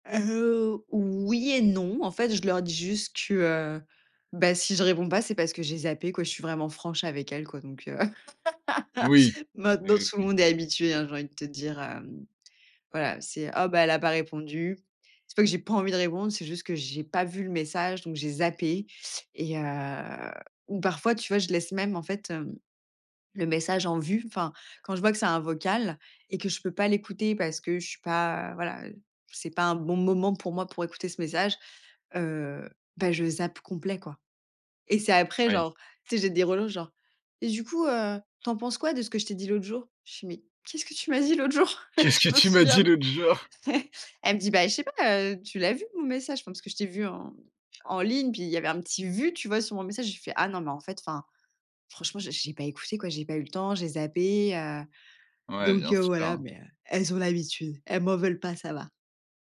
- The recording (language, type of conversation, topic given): French, podcast, Tu préfères écrire, appeler ou faire une visioconférence pour communiquer ?
- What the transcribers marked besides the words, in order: laugh; put-on voice: "et du coup, heu, tu … dit l'autre jour ?"; chuckle; laughing while speaking: "Je me souviens p"; chuckle; laughing while speaking: "Qu'est-ce que tu m'as dit l'autre jour ?"; other background noise